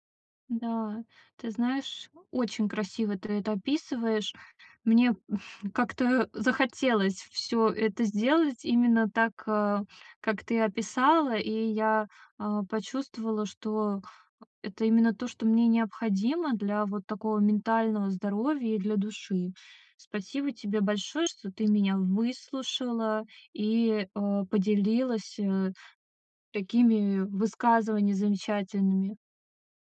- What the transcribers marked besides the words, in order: other noise
- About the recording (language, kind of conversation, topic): Russian, advice, Какие простые приятные занятия помогают отдохнуть без цели?